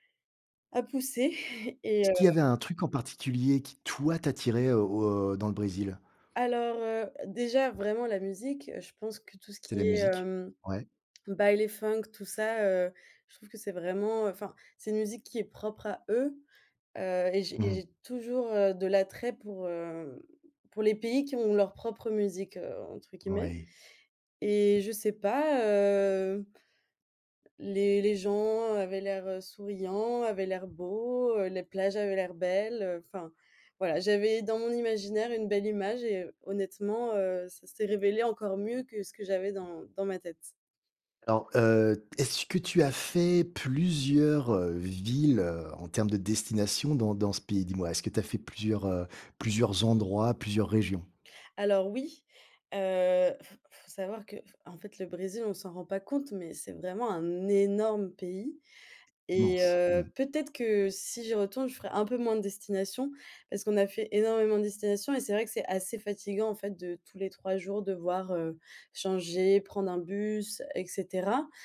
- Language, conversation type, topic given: French, podcast, Quel est le voyage le plus inoubliable que tu aies fait ?
- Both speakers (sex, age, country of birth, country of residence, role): female, 25-29, France, Germany, guest; male, 45-49, France, France, host
- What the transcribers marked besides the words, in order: tapping; stressed: "toi"; stressed: "eux"; stressed: "énorme"